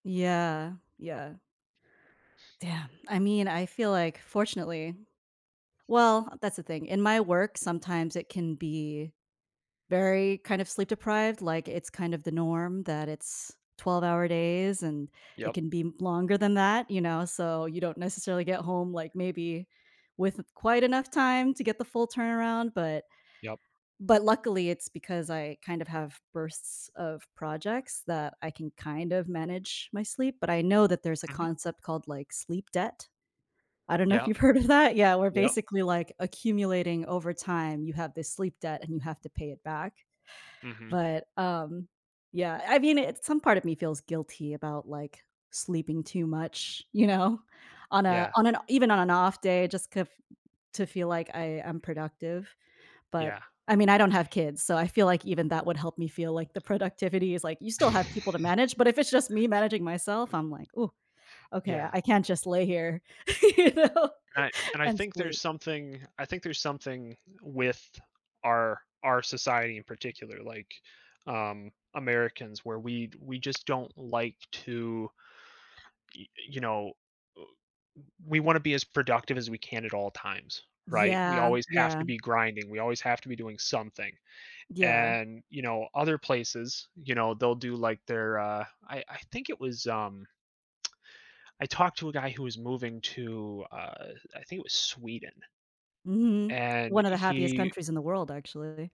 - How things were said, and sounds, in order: laughing while speaking: "you've heard of that?"; background speech; chuckle; laughing while speaking: "you know"; lip smack
- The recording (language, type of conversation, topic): English, unstructured, In what ways can getting enough sleep improve your overall well-being?
- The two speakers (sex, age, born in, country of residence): female, 30-34, United States, United States; male, 30-34, United States, United States